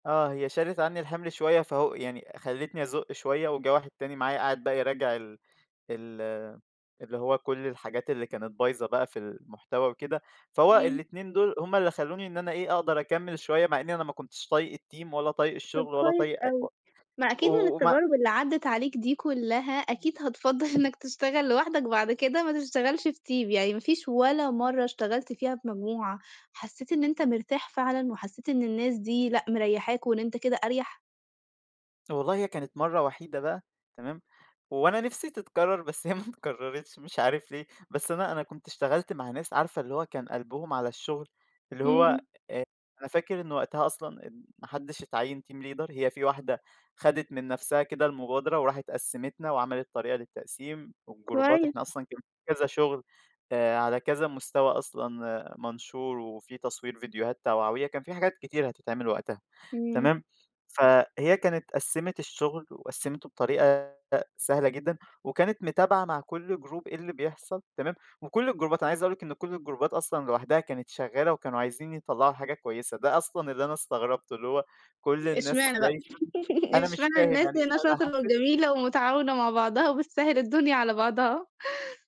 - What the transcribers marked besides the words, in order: in English: "الteam"; tapping; in English: "team"; laughing while speaking: "هي ما تكررتش"; in English: "team leader"; in English: "والجروبات"; in English: "جروب"; in English: "الجروبات"; in English: "الجروبات"; laugh
- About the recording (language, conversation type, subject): Arabic, podcast, بتفضّل تشتغل مع فريق ولا لوحدك؟